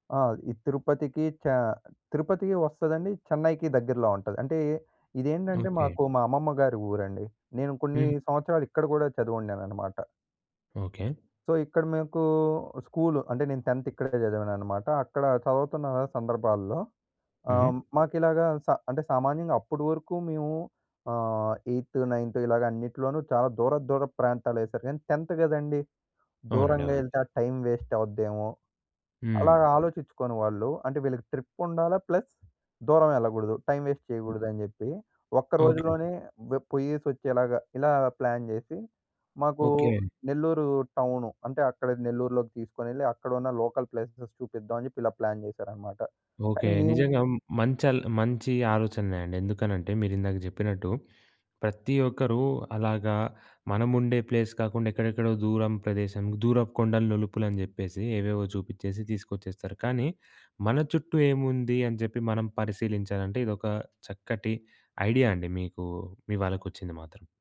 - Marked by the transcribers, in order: in English: "సో"; in English: "ఎయిత్, నైన్త్"; in English: "టెంథ్"; in English: "టైమ్ వేస్ట్"; in English: "ట్రిప్"; in English: "ప్లస్"; other noise; in English: "టైమ్ వేస్ట్"; other background noise; in English: "ప్లాన్"; in English: "లోకల్ ప్లేసెస్"; in English: "ప్లాన్"; in English: "ప్లేస్"; tapping
- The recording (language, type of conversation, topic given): Telugu, podcast, నీ ఊరికి వెళ్లినప్పుడు గుర్తుండిపోయిన ఒక ప్రయాణం గురించి చెప్పగలవా?